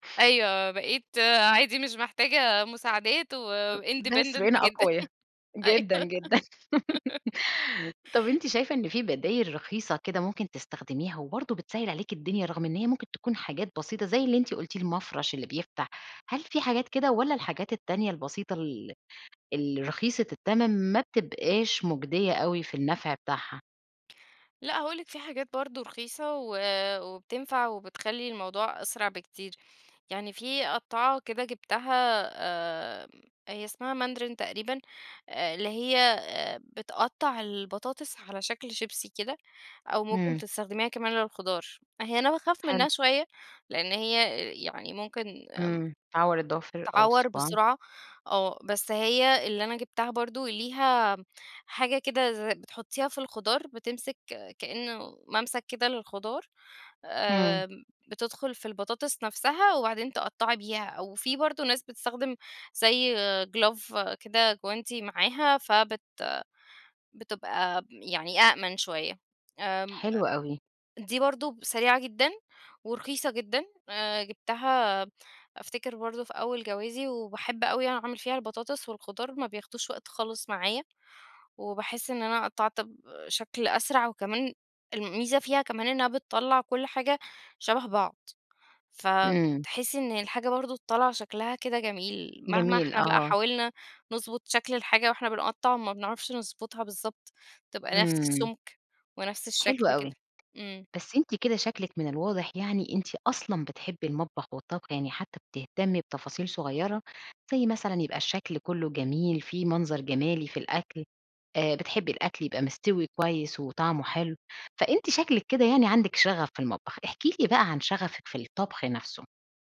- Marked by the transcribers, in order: in English: "وindependent"; laugh; chuckle; giggle; in English: "ماندرين"; in English: "glove"; tapping
- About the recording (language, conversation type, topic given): Arabic, podcast, شو الأدوات البسيطة اللي بتسهّل عليك التجريب في المطبخ؟